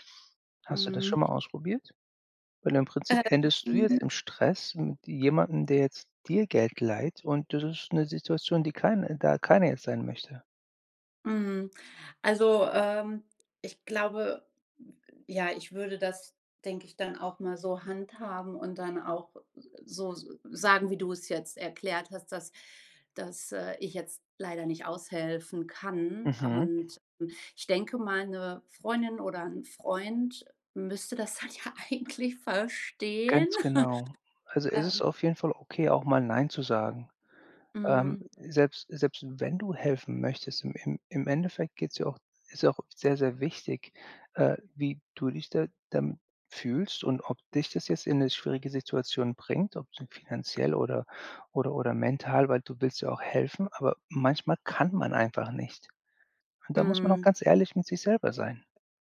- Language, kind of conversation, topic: German, advice, Was kann ich tun, wenn ein Freund oder eine Freundin sich Geld leiht und es nicht zurückzahlt?
- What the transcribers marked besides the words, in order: other background noise; laughing while speaking: "halt ja eigentlich"; chuckle; stressed: "kann"